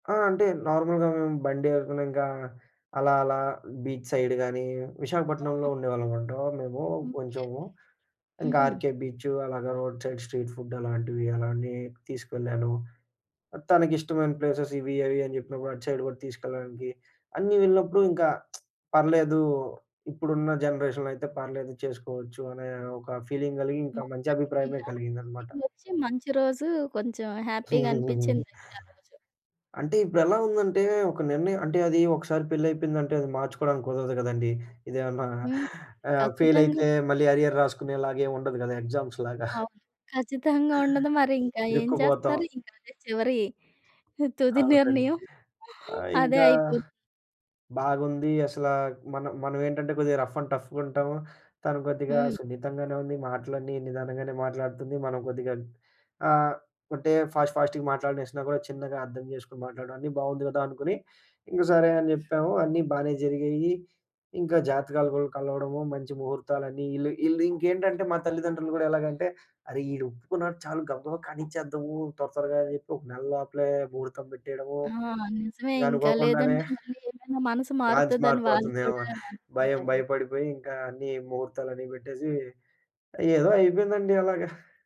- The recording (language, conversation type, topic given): Telugu, podcast, మీరు పెళ్లి నిర్ణయం తీసుకున్న రోజును ఎలా గుర్తు పెట్టుకున్నారు?
- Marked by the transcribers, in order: in English: "నార్మల్‌గా"; in English: "బీచ్ సైడ్"; in English: "రోడ్ సైడ్ స్ట్రీట్ ఫుడ్"; in English: "ప్లేసెస్"; in English: "సైడ్"; lip smack; in English: "జనరేషన్‌లో"; in English: "ఫీలింగ్"; unintelligible speech; other background noise; in English: "అరియర్"; in English: "ఎగ్జామ్స్‌లాగా"; chuckle; laughing while speaking: "తుది నిర్ణయం అదే అయిపో"; in English: "రఫ్ అండ్ టఫ్‌గుంటాము"; in English: "ఫాస్ట్ ఫాస్ట్‌గా"; in English: "మ్యాట్చ్"